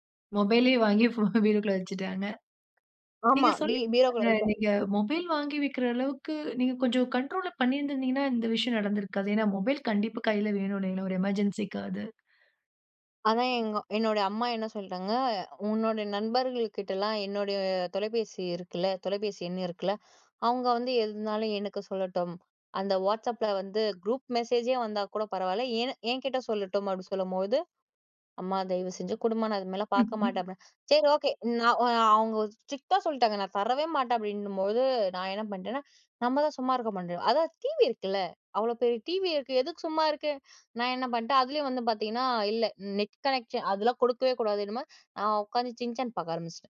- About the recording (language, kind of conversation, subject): Tamil, podcast, விட வேண்டிய பழக்கத்தை எப்படி நிறுத்தினீர்கள்?
- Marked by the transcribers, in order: laughing while speaking: "ஃபோன"; other background noise; unintelligible speech; in English: "எமர்ஜென்சி"; laugh; other noise